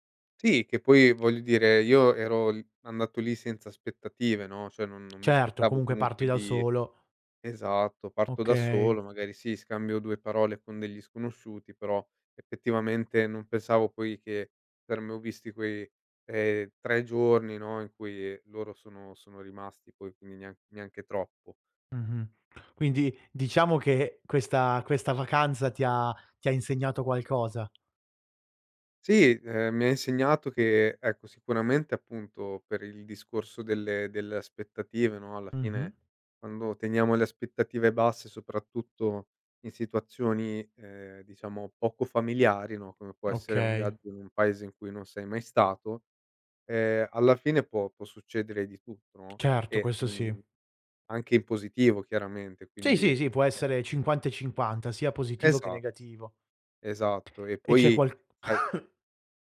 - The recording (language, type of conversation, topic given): Italian, podcast, Qual è un incontro fatto in viaggio che non dimenticherai mai?
- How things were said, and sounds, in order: other background noise; unintelligible speech; cough